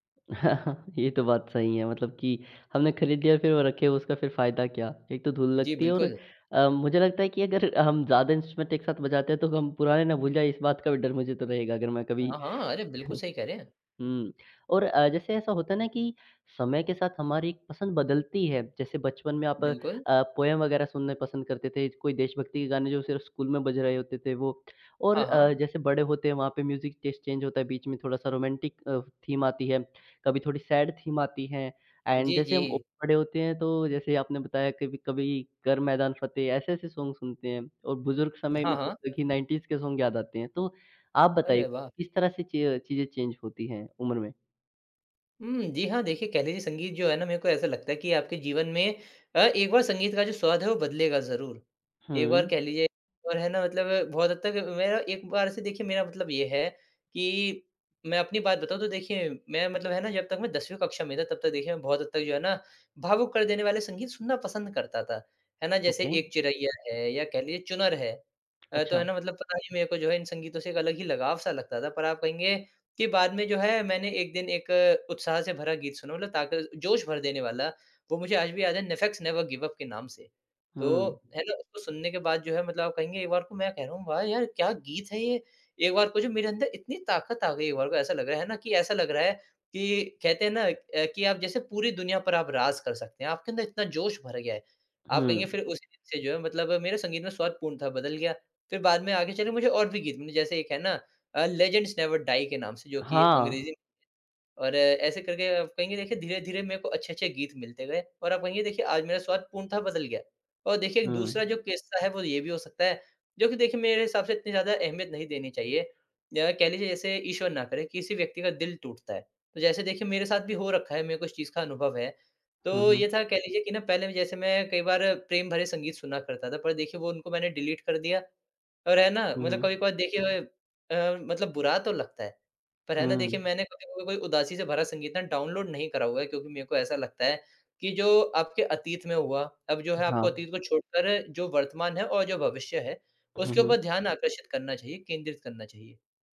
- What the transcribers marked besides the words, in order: chuckle; in English: "इंस्ट्रूमेंट"; chuckle; in English: "पोएम"; in English: "म्यूज़िक टेस्ट चेंज"; in English: "रोमांटिक"; in English: "थीम"; in English: "सैड थीम"; in English: "एंड"; in English: "सॉन्ग"; in English: "नाइनटीज़"; in English: "सॉन्ग"; in English: "चेंज"; in English: "ओके"; tapping; in English: "नेफेक्स नेवर गिव अप"; in English: "लेजेंड्स नेवर डाई"; in English: "डिलीट"; in English: "डाउनलोड"
- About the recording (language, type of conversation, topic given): Hindi, podcast, तुम्हारी संगीत पहचान कैसे बनती है, बताओ न?